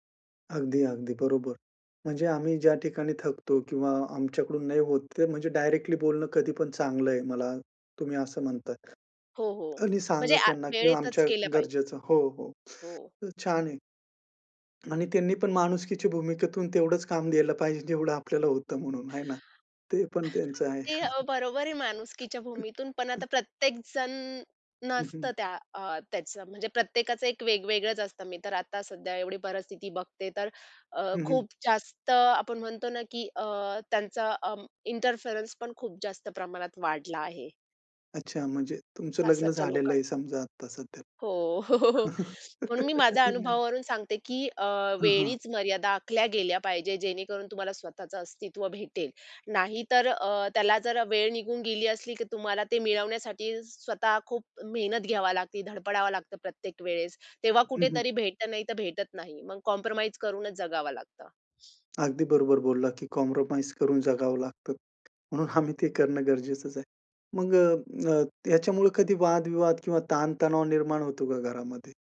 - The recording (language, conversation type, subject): Marathi, podcast, सासरच्या नात्यांमध्ये निरोगी मर्यादा कशा ठेवाव्यात?
- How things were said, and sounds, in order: inhale; sneeze; chuckle; in English: "इंटरफेरन्स"; tapping; chuckle; inhale; laugh; other noise; in English: "कॉम्प्रोमाईज"; inhale; in English: "कॉम्प्रोमाईज"; laughing while speaking: "आम्ही"